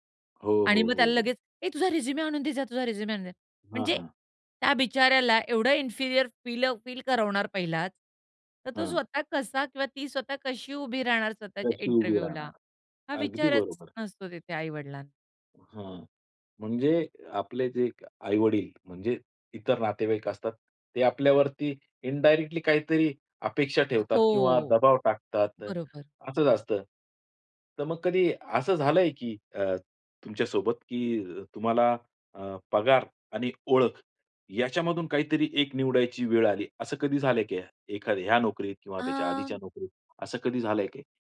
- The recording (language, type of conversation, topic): Marathi, podcast, काम म्हणजे तुमच्यासाठी फक्त पगार आहे की तुमची ओळखही आहे?
- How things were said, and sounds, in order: put-on voice: "ए तुझा रिझ्युमे आणून दे जा तुझा रिझ्युम आणून दे"; in English: "रिझ्युमे"; in English: "रिझ्युम"; in English: "इन्फिरियर"; in English: "इंटरव्ह्यूला?"; in English: "इंडायरेक्टली"; other noise